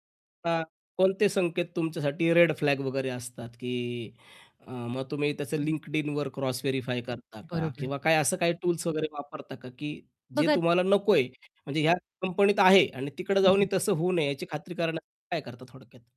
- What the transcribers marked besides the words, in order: distorted speech; static; other background noise
- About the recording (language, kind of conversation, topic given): Marathi, podcast, नोकरी बदलताना जोखीम तुम्ही कशी मोजता?
- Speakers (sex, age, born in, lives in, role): female, 45-49, India, India, guest; male, 35-39, India, India, host